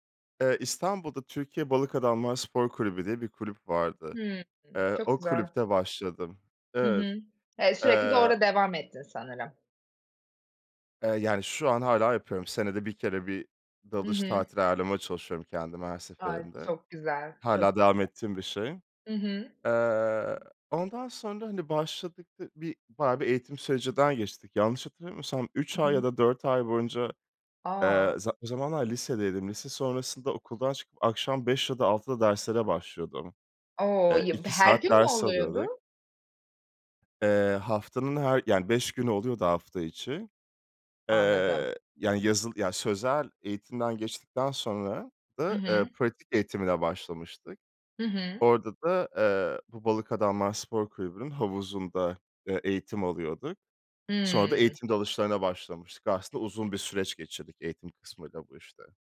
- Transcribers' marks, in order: other background noise
- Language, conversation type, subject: Turkish, podcast, En unutulmaz hobi anını anlatır mısın?